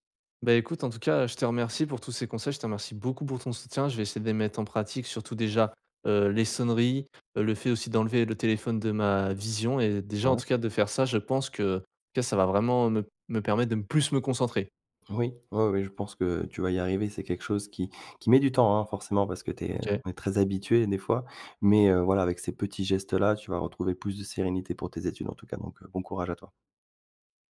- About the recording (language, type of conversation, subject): French, advice, Comment les distractions constantes de votre téléphone vous empêchent-elles de vous concentrer ?
- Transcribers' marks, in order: other background noise